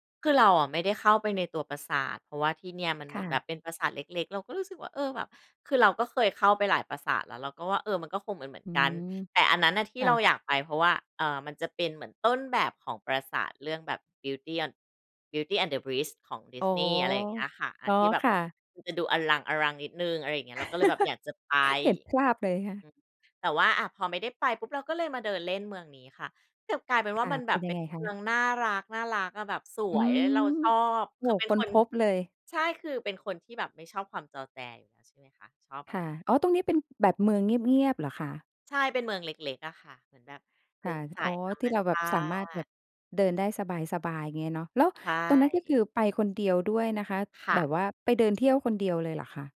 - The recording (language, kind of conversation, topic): Thai, podcast, ตอนที่หลงทาง คุณรู้สึกกลัวหรือสนุกมากกว่ากัน เพราะอะไร?
- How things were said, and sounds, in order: laugh; tapping